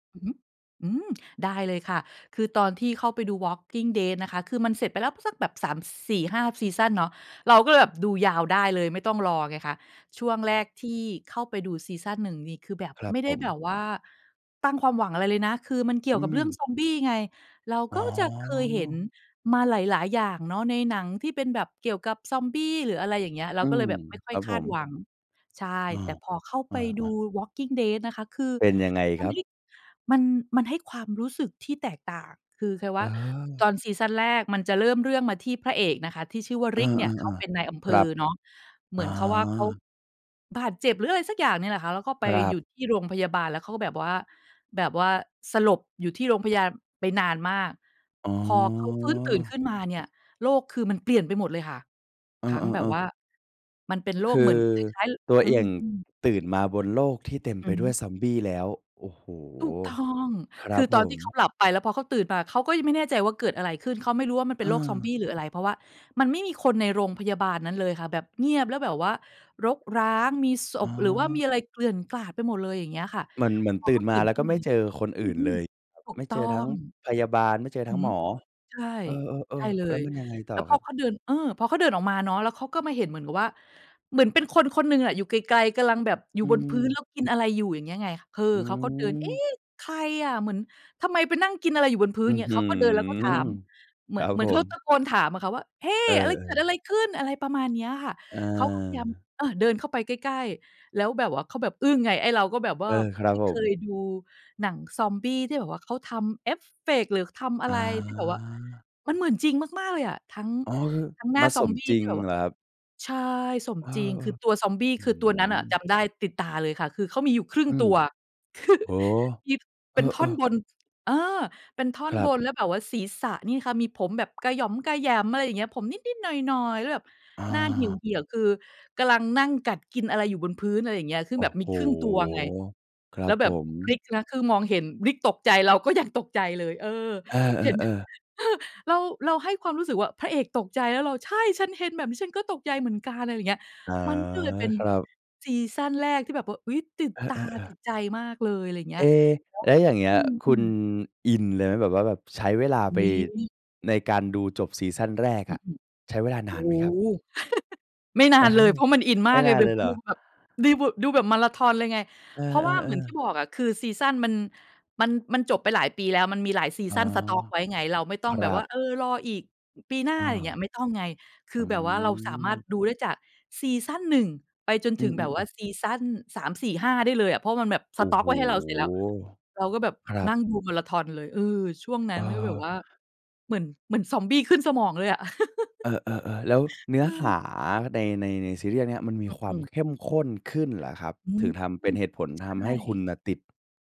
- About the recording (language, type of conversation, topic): Thai, podcast, ซีรีส์เรื่องไหนทำให้คุณติดงอมแงมจนวางไม่ลง?
- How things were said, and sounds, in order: drawn out: "อ๋อ"; drawn out: "อื้อฮือ"; chuckle; chuckle; chuckle; chuckle